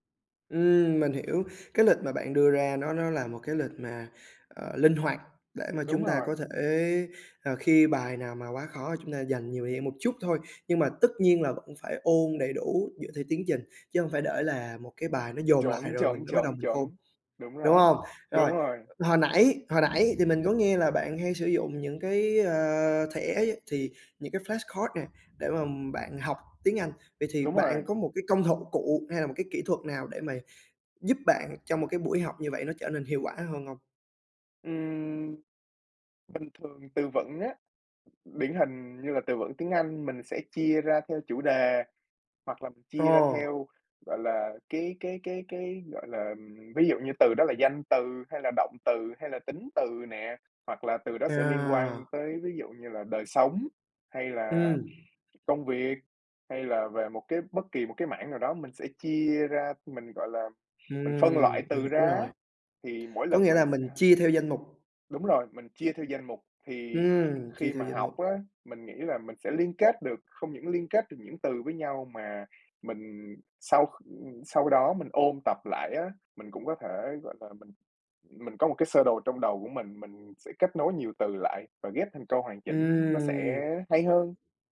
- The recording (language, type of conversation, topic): Vietnamese, podcast, Bạn thường học theo cách nào hiệu quả nhất?
- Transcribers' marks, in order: tapping; other background noise; in English: "flash card"